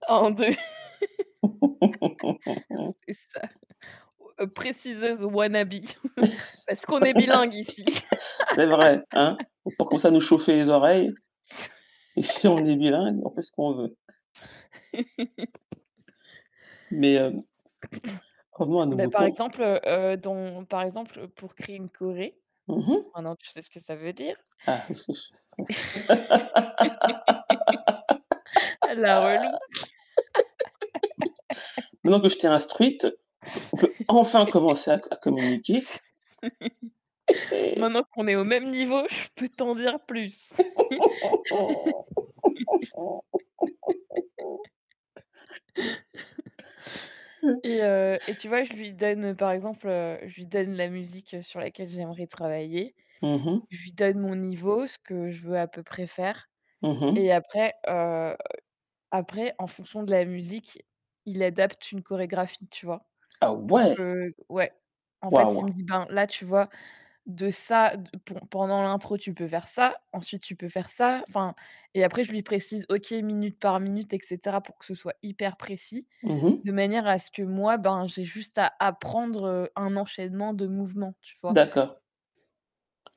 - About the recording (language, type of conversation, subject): French, unstructured, Comment la technologie facilite-t-elle ton apprentissage au quotidien ?
- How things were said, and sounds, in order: laugh; tapping; laugh; laughing while speaking: "C'est ça"; unintelligible speech; in English: "wanna be"; chuckle; laugh; other background noise; throat clearing; "chorégraphie" said as "choré"; laugh; laugh; stressed: "enfin"; chuckle; laugh; laugh; static